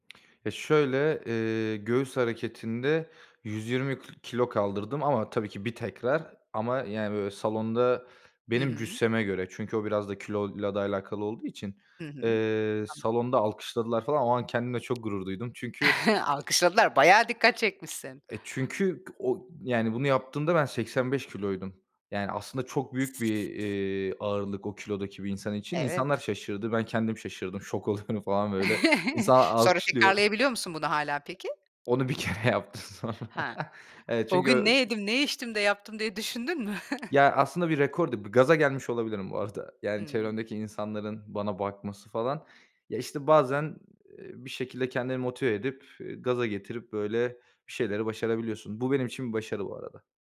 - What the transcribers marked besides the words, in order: other background noise; tapping; chuckle; chuckle; chuckle; chuckle
- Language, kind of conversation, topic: Turkish, podcast, Seni en çok motive eden hobi nedir ve neden?